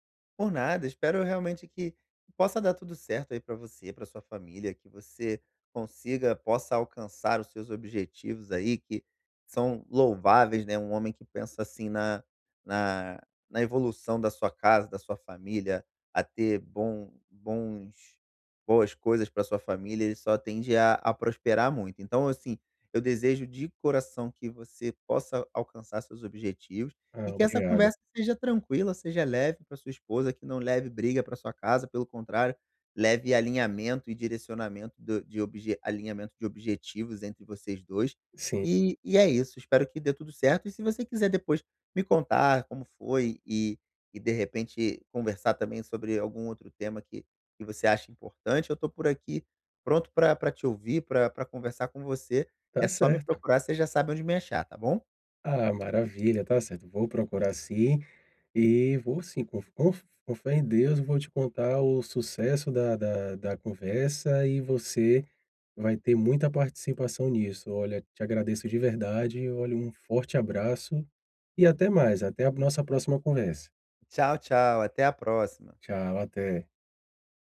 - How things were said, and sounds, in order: other background noise
- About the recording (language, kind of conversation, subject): Portuguese, advice, Como posso evitar que meus gastos aumentem quando eu receber um aumento salarial?